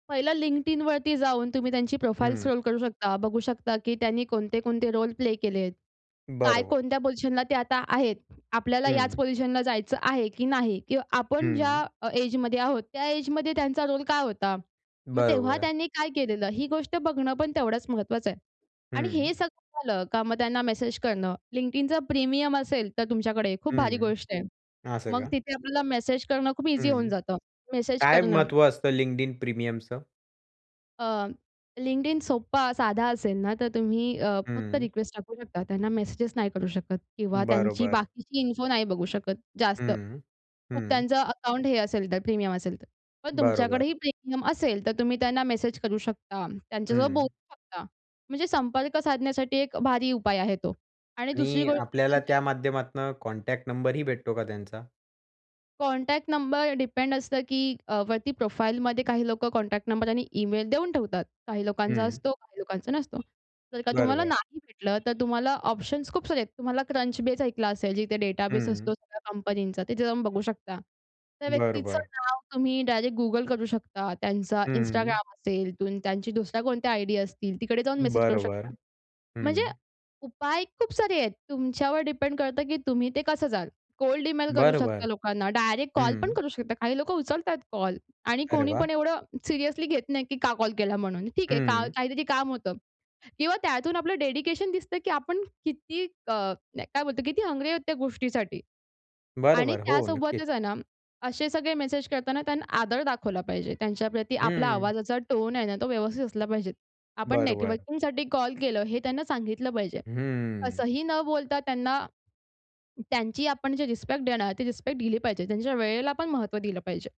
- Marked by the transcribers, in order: in English: "प्रोफाइल स्क्रॉल"; in English: "रोल"; other background noise; in English: "एजमध्ये"; in English: "एजमध्ये"; tapping; in English: "रोल"; in English: "प्रीमियम"; in English: "प्रीमियमचं?"; in English: "इन्फो"; in English: "प्रीमियम"; in English: "प्रीमियम"; in English: "कॉन्टॅक्ट"; in English: "कॉन्टॅक्ट"; in English: "प्रोफाइलमध्ये"; in English: "कॉन्टॅक्ट"; horn; in English: "डेडिकेशन"; in English: "हंग्री"
- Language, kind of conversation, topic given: Marathi, podcast, तुमच्या करिअरमध्ये तुम्हाला मार्गदर्शक कसा मिळाला आणि तो अनुभव कसा होता?